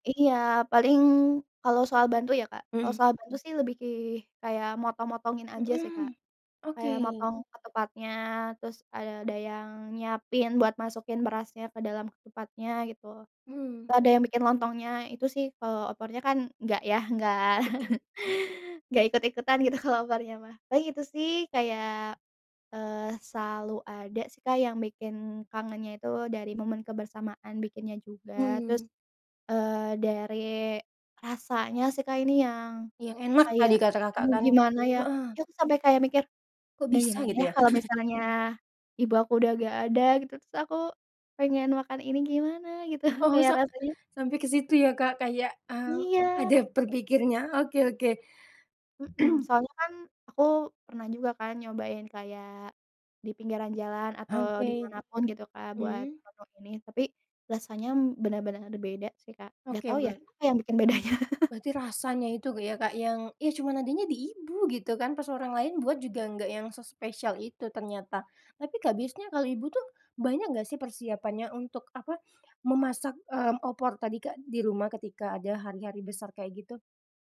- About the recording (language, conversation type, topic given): Indonesian, podcast, Apakah ada makanan yang selalu disajikan saat liburan keluarga?
- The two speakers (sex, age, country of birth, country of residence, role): female, 25-29, Indonesia, Indonesia, guest; female, 25-29, Indonesia, Indonesia, host
- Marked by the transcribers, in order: chuckle; tapping; chuckle; laughing while speaking: "gitu"; throat clearing; laughing while speaking: "bedanya"; chuckle